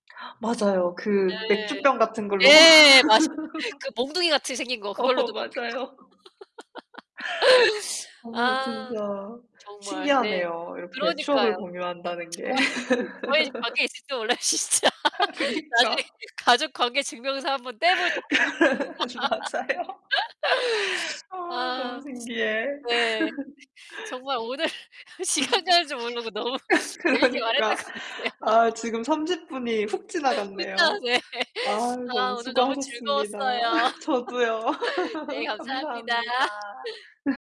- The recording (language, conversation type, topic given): Korean, unstructured, 어린 시절의 특별한 날이 지금도 기억에 남아 있으신가요?
- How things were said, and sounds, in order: gasp; distorted speech; laughing while speaking: "맞습"; laughing while speaking: "막"; laugh; laughing while speaking: "어 맞아요"; other background noise; laugh; laughing while speaking: "좋아요"; laugh; laughing while speaking: "몰라요, 진짜. 나중에"; laughing while speaking: "아 그니까"; laugh; laughing while speaking: "맞아요"; laughing while speaking: "보자"; laugh; laughing while speaking: "오늘 시간 가는 줄 모르고 너무 재밌게 말했던 것 같아요"; laugh; laughing while speaking: "그러니까"; laughing while speaking: "후딱 예"; laugh; laugh; laughing while speaking: "감사합니다"; laugh; other noise